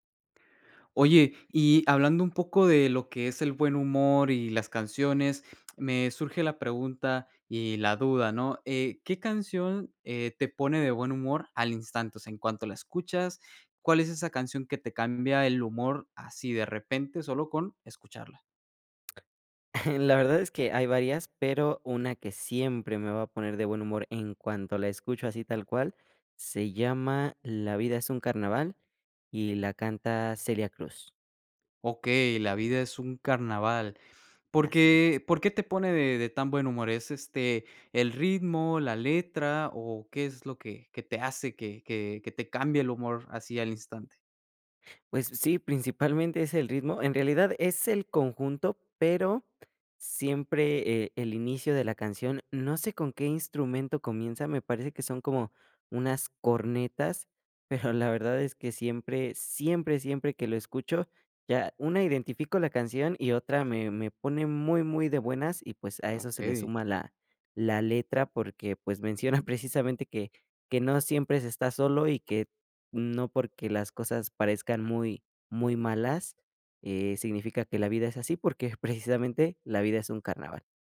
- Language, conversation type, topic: Spanish, podcast, ¿Qué canción te pone de buen humor al instante?
- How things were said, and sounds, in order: other noise; other background noise; giggle